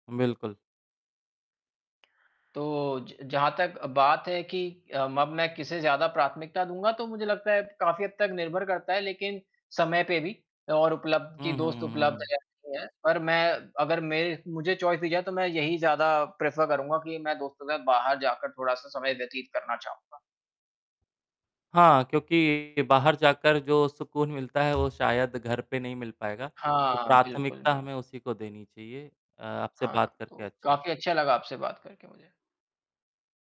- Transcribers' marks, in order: tapping; static; distorted speech; in English: "चॉइस"; in English: "प्रेफर"; other background noise
- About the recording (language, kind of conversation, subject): Hindi, unstructured, आप किसे अधिक प्राथमिकता देते हैं: दोस्तों के साथ बाहर जाना या घर पर रहना?